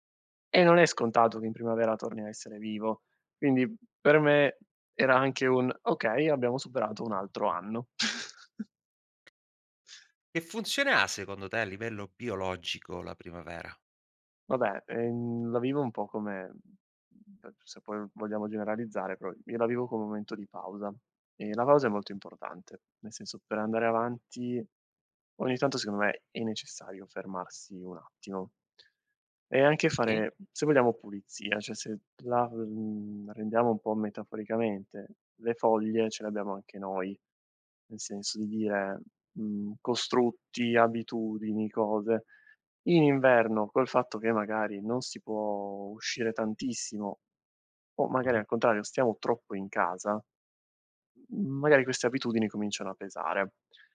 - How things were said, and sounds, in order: chuckle; other background noise; tapping
- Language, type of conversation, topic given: Italian, podcast, Come fa la primavera a trasformare i paesaggi e le piante?